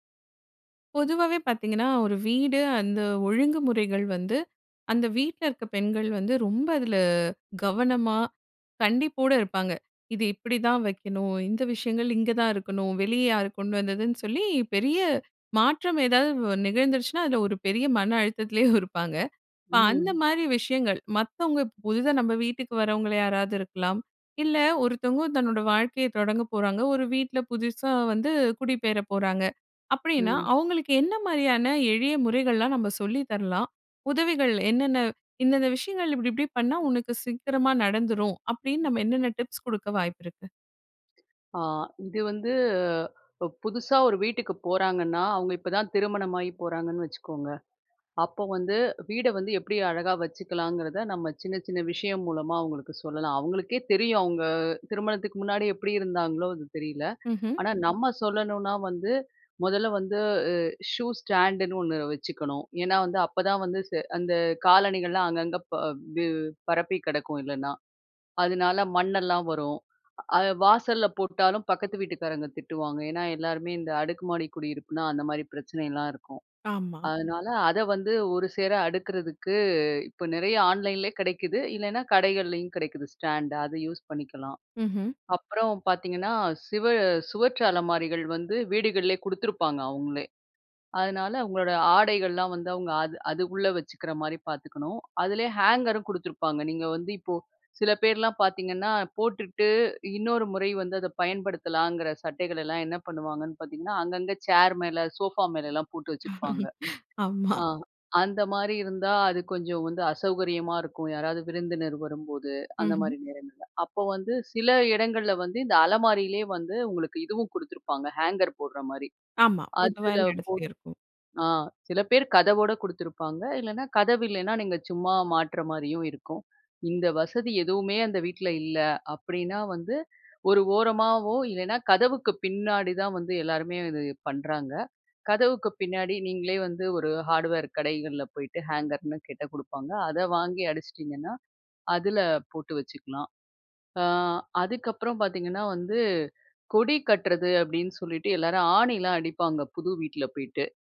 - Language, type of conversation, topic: Tamil, podcast, புதிதாக வீட்டில் குடியேறுபவருக்கு வீட்டை ஒழுங்காக வைத்துக்கொள்ள ஒரே ஒரு சொல்லில் நீங்கள் என்ன அறிவுரை சொல்வீர்கள்?
- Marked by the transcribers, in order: laughing while speaking: "அழுத்தத்துலயும்"; other background noise; drawn out: "வந்து"; laugh